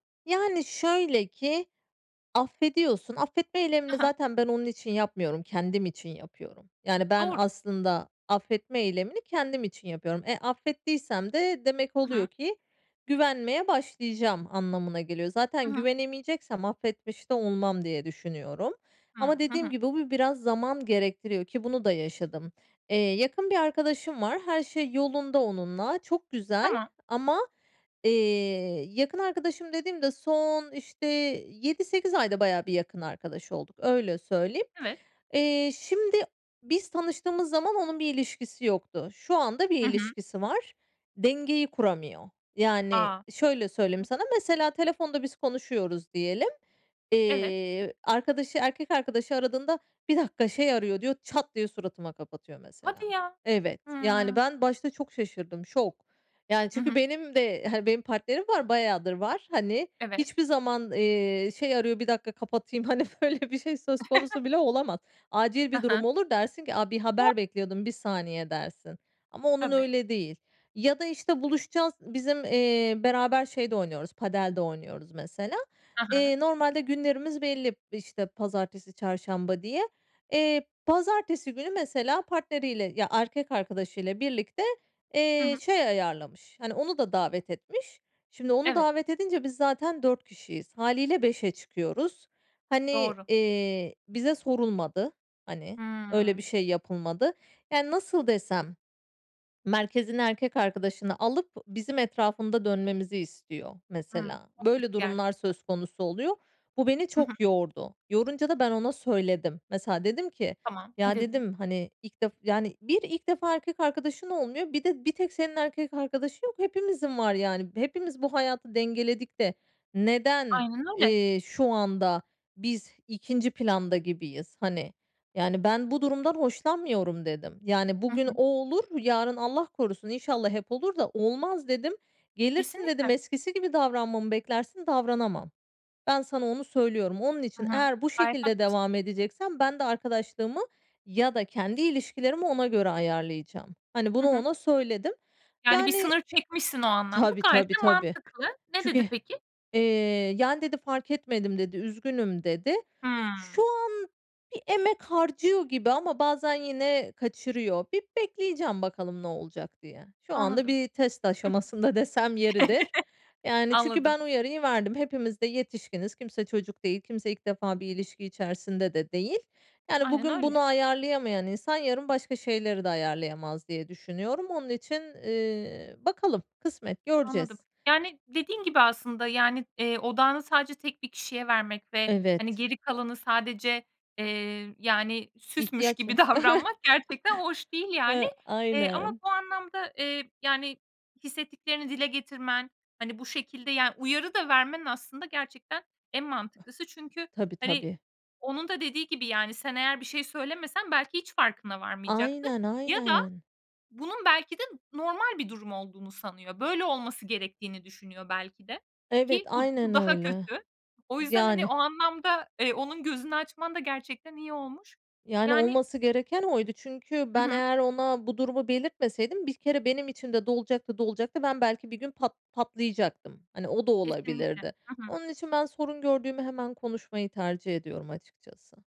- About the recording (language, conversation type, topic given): Turkish, podcast, Güveni yeniden kazanmak mümkün mü, nasıl olur sence?
- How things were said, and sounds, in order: other noise; laughing while speaking: "hani, böyle"; chuckle; unintelligible speech; swallow; tapping; chuckle; laughing while speaking: "davranmak"; chuckle; cough; other background noise